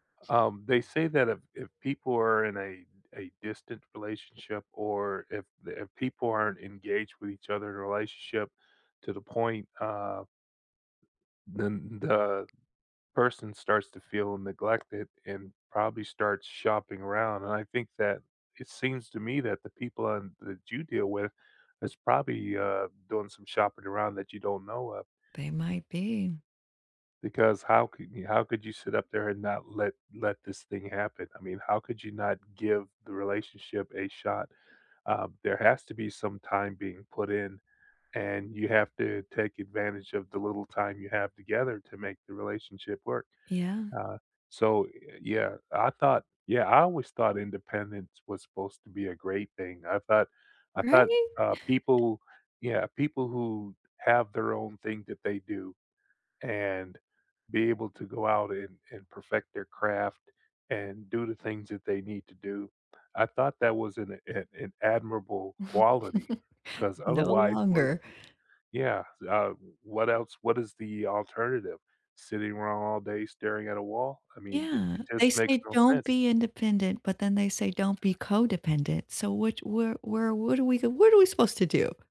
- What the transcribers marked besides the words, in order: tapping; chuckle; other background noise
- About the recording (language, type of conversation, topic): English, unstructured, How do you balance independence and togetherness in everyday life?
- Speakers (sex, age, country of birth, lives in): female, 45-49, United States, United States; male, 55-59, United States, United States